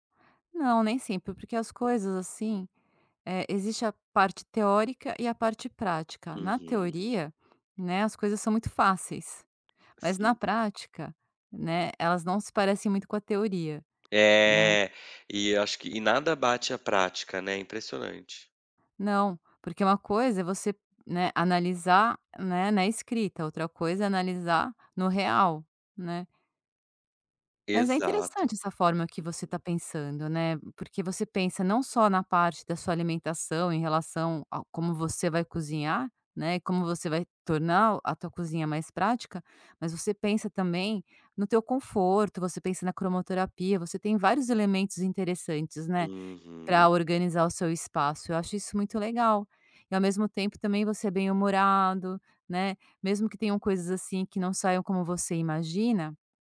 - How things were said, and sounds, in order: tapping
- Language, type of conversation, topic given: Portuguese, podcast, Como você organiza seu espaço em casa para ser mais produtivo?